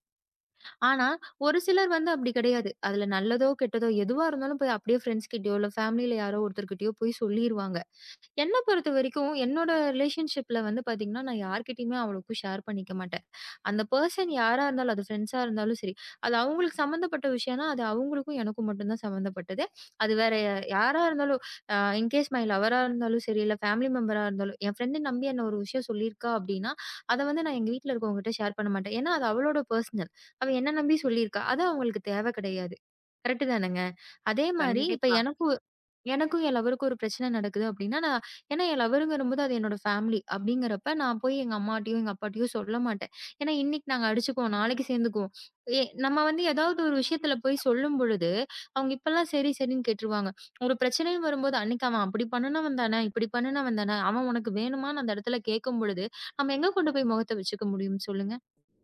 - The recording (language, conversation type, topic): Tamil, podcast, உங்கள் உறவினர்கள் அல்லது நண்பர்கள் தங்களின் முடிவை மாற்றும்போது நீங்கள் அதை எப்படி எதிர்கொள்கிறீர்கள்?
- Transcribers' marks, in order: other noise; in English: "ரிலேஷன்ஷிப்ல"; in English: "ஷேர்"; in English: "பெர்சன்"; in English: "இன் கேஸ் மை லவ்வரா"; in English: "பேமலி மெம்பர்"; in English: "ஷேர்"; in English: "பெர்சனல்"; sniff